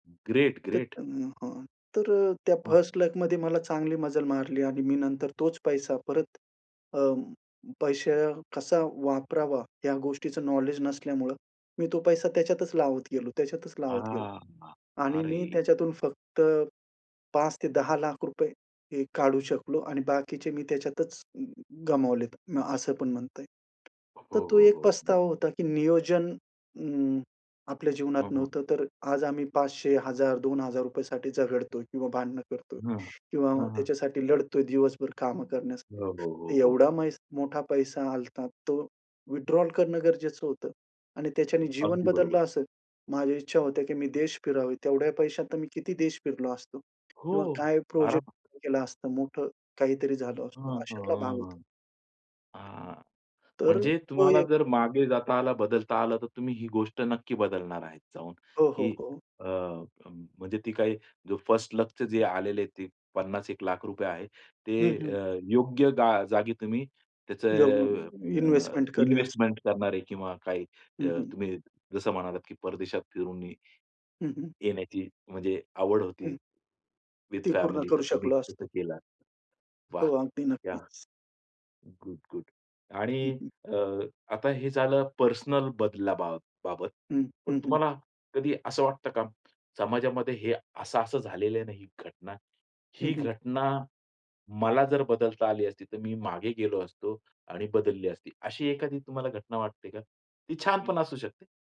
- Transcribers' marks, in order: other background noise; tapping; drawn out: "हां"; in English: "विथड्रॉवल"; other noise; unintelligible speech
- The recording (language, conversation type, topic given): Marathi, podcast, मागे जाऊन बदलता आलं असतं तर काय बदललं असतं?